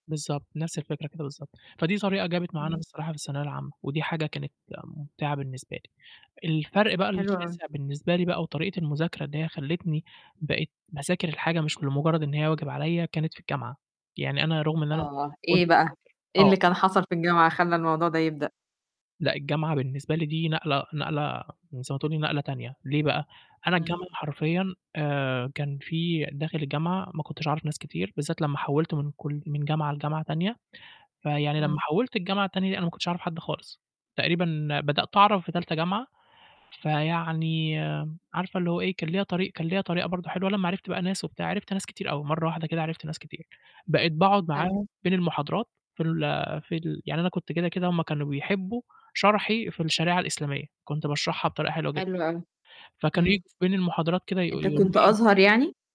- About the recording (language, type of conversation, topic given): Arabic, podcast, إزاي تخلي المذاكرة ممتعة بدل ما تبقى واجب؟
- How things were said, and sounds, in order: tapping; distorted speech